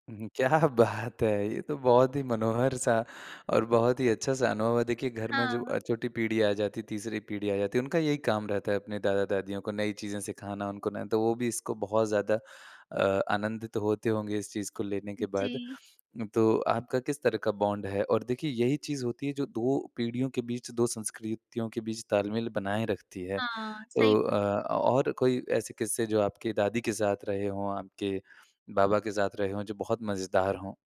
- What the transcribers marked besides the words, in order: laughing while speaking: "क्या बात है!"; in English: "बॉन्ड"
- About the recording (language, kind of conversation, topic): Hindi, podcast, घर पर दो संस्कृतियों के बीच तालमेल कैसे बना रहता है?